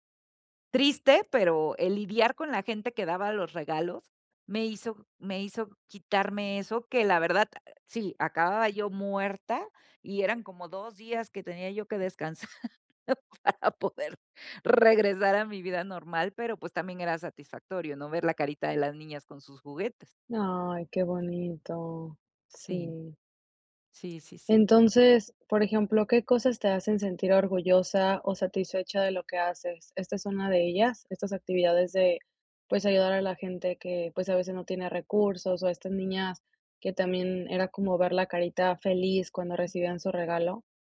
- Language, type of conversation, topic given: Spanish, advice, ¿Cómo puedo encontrar un propósito fuera del trabajo?
- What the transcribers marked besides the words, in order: laughing while speaking: "descansar para poder"; trusting: "¡Ay, qué bonito! Sí"; tapping